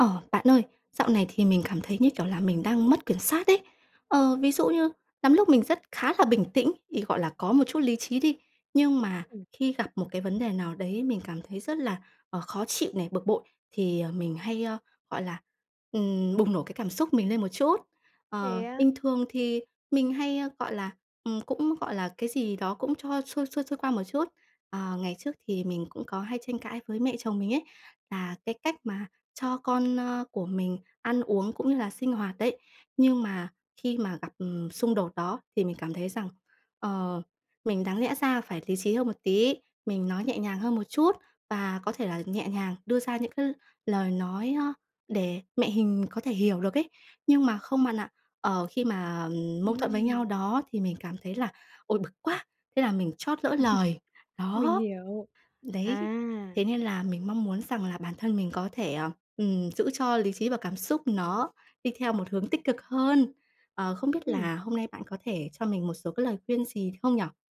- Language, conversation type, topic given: Vietnamese, advice, Làm sao tôi biết liệu mình có nên đảo ngược một quyết định lớn khi lý trí và cảm xúc mâu thuẫn?
- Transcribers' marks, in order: tapping; laugh